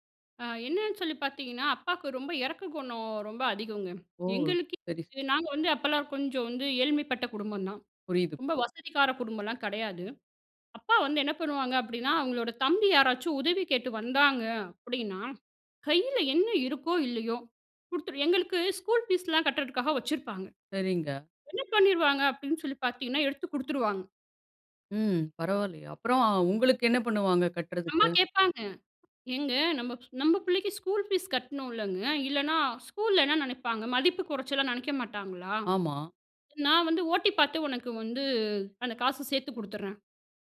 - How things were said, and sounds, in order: other noise
- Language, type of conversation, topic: Tamil, podcast, உங்கள் குழந்தைப் பருவத்தில் உங்களுக்கு உறுதுணையாக இருந்த ஹீரோ யார்?